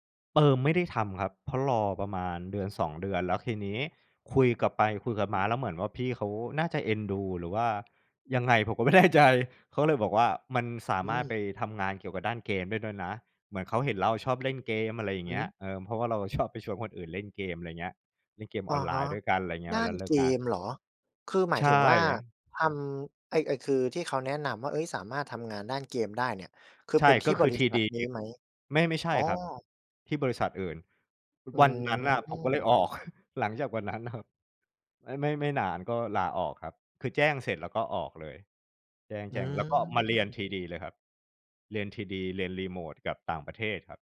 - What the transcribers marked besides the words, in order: laughing while speaking: "ไม่แน่ใจ"; other noise; chuckle
- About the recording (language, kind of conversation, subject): Thai, podcast, งานแบบไหนที่ทำให้คุณรู้สึกเติมเต็ม?